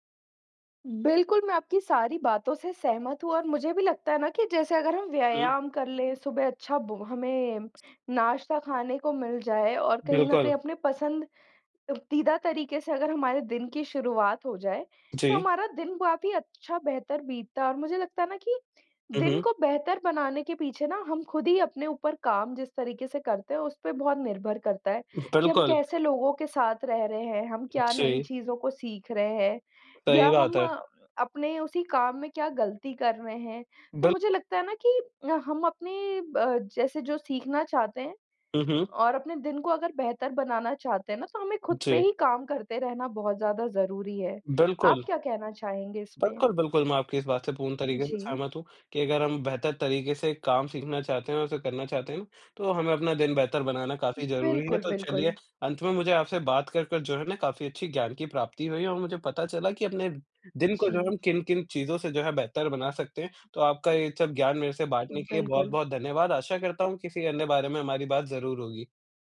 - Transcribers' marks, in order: none
- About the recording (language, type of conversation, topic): Hindi, unstructured, आप अपने दिन को बेहतर कैसे बना सकते हैं?